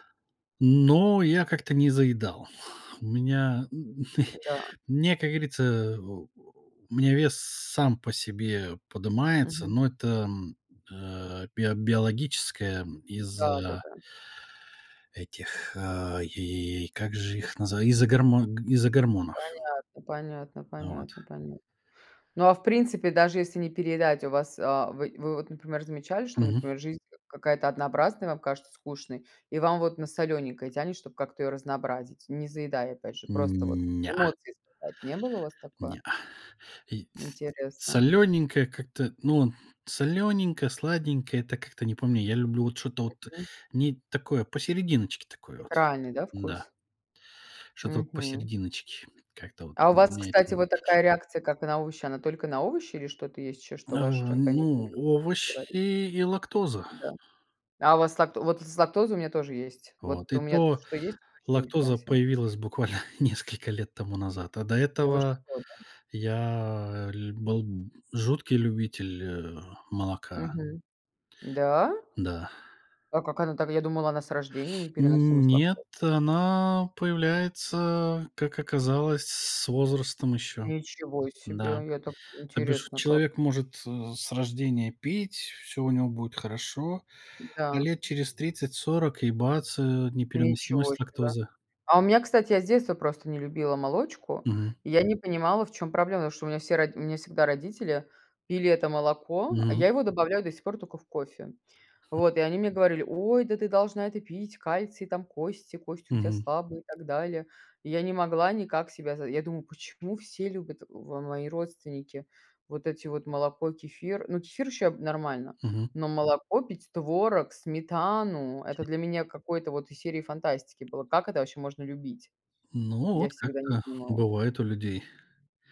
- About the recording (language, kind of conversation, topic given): Russian, unstructured, Как еда влияет на настроение?
- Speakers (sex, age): female, 35-39; male, 40-44
- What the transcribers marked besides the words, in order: chuckle; laughing while speaking: "буквально несколько лет"; surprised: "Да?"; chuckle